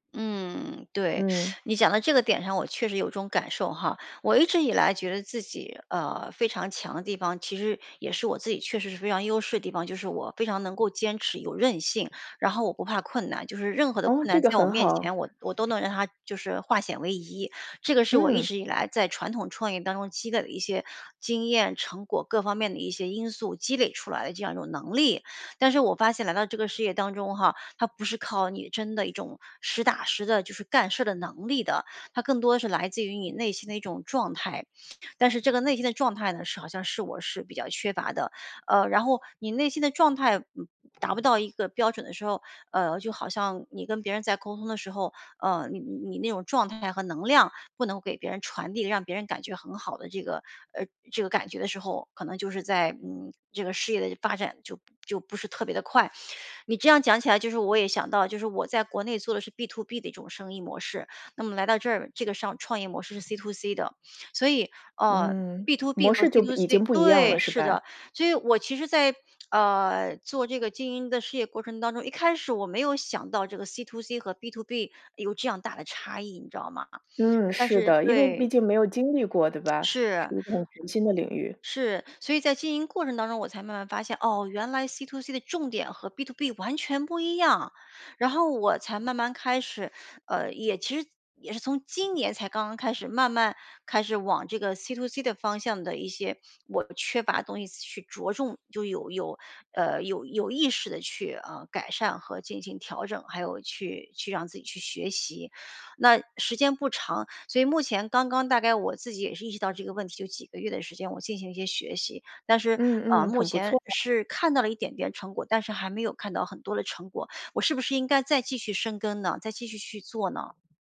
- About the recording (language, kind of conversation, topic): Chinese, advice, 我定的目标太高，觉得不现实又很沮丧，该怎么办？
- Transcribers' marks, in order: teeth sucking; other background noise; tapping; other noise